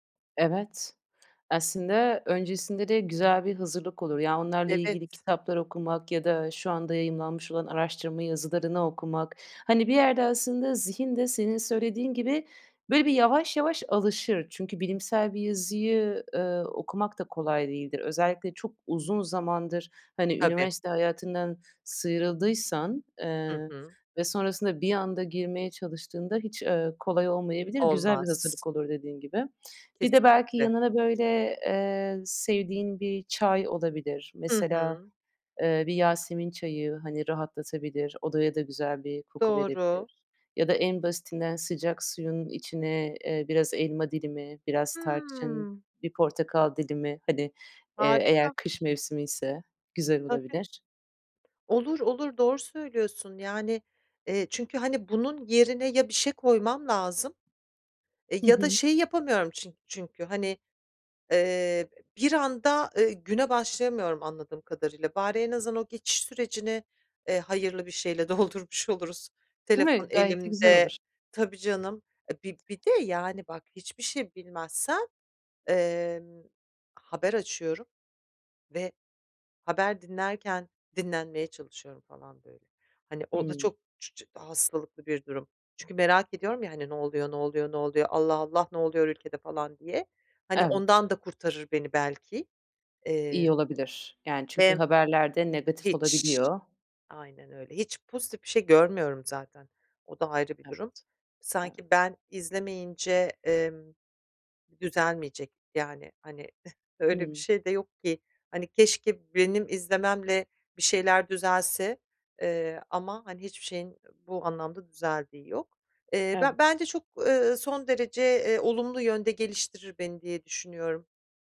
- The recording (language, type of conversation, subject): Turkish, advice, Tutarlı bir uyku programını nasıl oluşturabilirim ve her gece aynı saatte uyumaya nasıl alışabilirim?
- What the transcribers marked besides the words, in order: tapping; other background noise; laughing while speaking: "doldurmuş oluruz"; giggle